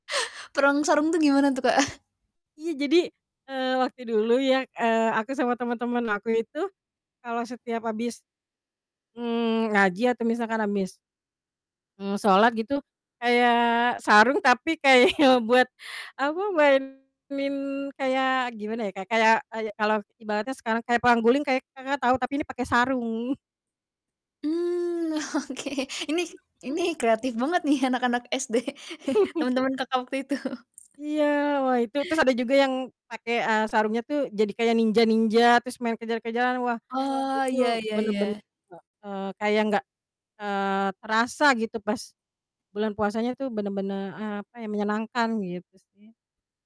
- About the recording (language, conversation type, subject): Indonesian, podcast, Kenangan budaya masa kecil apa yang paling berkesan bagi kamu?
- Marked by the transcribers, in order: laugh; chuckle; laughing while speaking: "kayak"; distorted speech; laughing while speaking: "oke"; chuckle; laughing while speaking: "SD"; chuckle; laughing while speaking: "itu"; other background noise